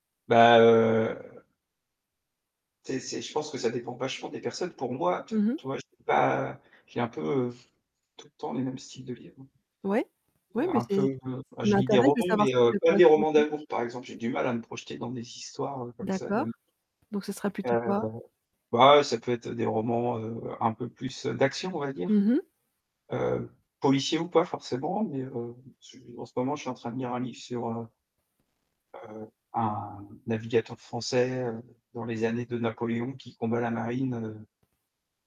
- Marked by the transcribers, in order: distorted speech; unintelligible speech
- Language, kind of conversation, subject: French, podcast, Qu’est-ce qui fait, selon toi, qu’un bon livre est du temps bien dépensé ?